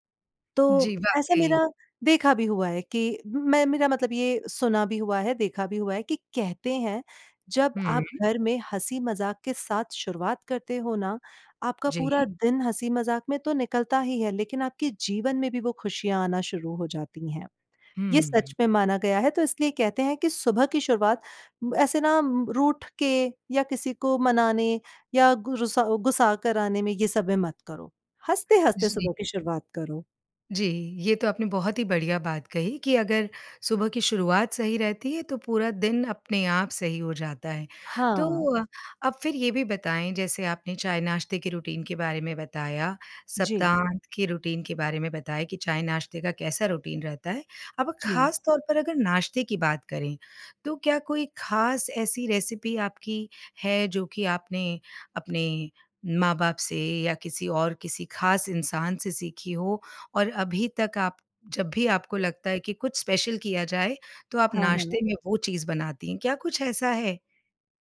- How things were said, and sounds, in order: in English: "रुटीन"; in English: "रुटीन"; in English: "रुटीन"; in English: "रेसिपी"; in English: "स्पेशल"
- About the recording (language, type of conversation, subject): Hindi, podcast, घर पर चाय-नाश्ते का रूटीन आपका कैसा रहता है?